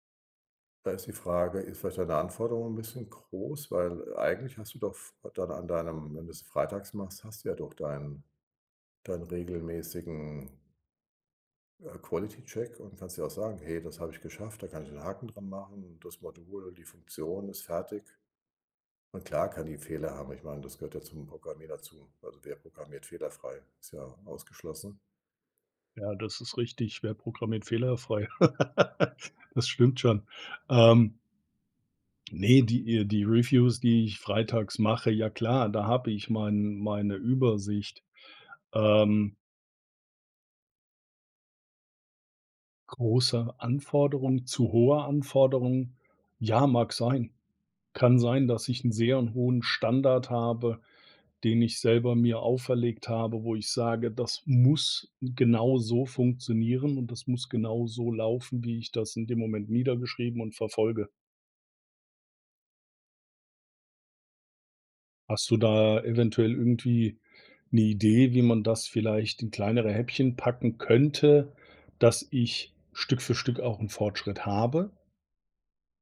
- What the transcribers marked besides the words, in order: in English: "Quality Check"; laugh; stressed: "muss"
- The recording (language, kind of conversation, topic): German, advice, Wie kann ich Fortschritte bei gesunden Gewohnheiten besser erkennen?